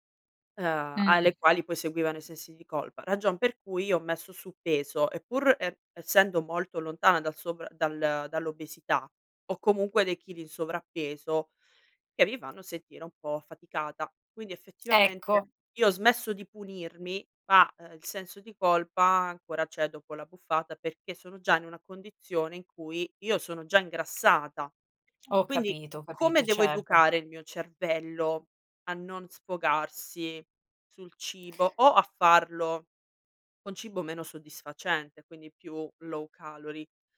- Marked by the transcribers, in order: tapping; other background noise; in English: "low calory?"
- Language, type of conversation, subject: Italian, advice, Come posso gestire il senso di colpa dopo un’abbuffata occasionale?